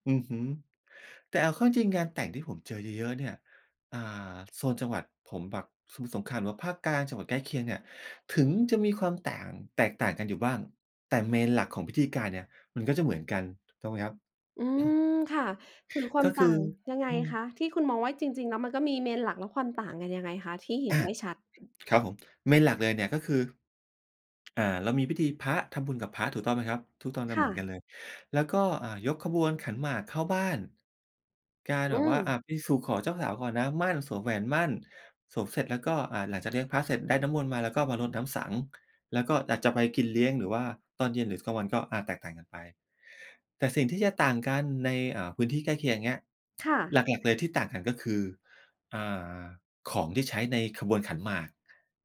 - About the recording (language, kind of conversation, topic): Thai, podcast, เคยไปร่วมพิธีท้องถิ่นไหม และรู้สึกอย่างไรบ้าง?
- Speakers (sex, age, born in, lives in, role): female, 35-39, Thailand, Thailand, host; male, 45-49, Thailand, Thailand, guest
- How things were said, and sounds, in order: throat clearing; swallow; tapping; other background noise